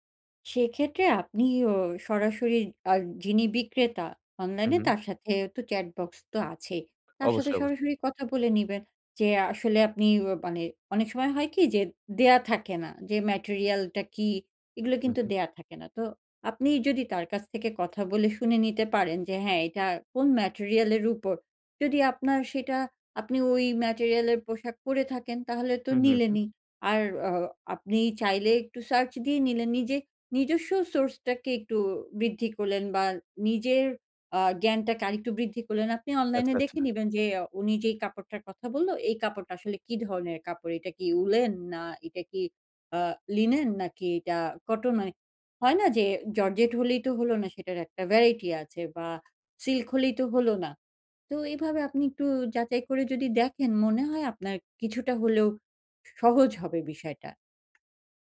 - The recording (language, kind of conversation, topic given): Bengali, advice, আমি কীভাবে আমার পোশাকের স্টাইল উন্নত করে কেনাকাটা আরও সহজ করতে পারি?
- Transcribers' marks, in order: other background noise; tapping